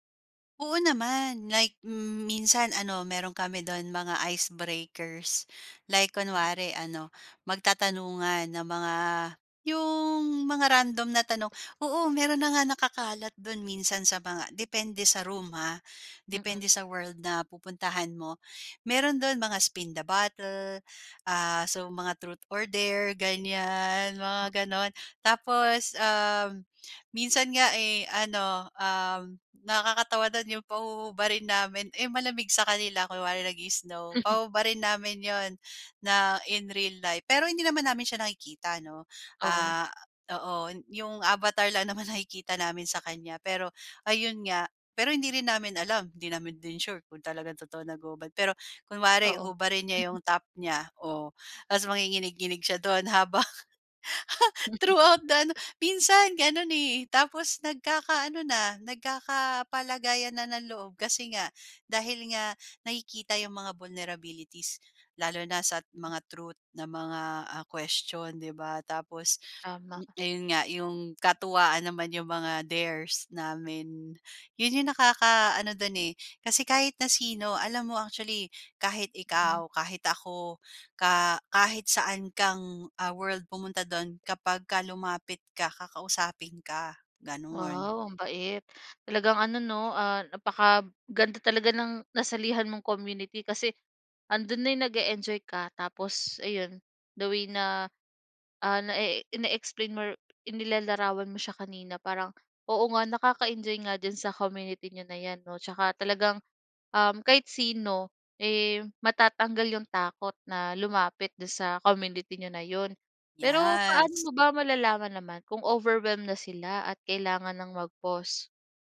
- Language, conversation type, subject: Filipino, podcast, Ano ang makakatulong sa isang taong natatakot lumapit sa komunidad?
- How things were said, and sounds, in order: in English: "icebreakers"; in English: "in real life"; chuckle; in English: "vulnerabilities"; in English: "dares"; tapping; in English: "overwhelm"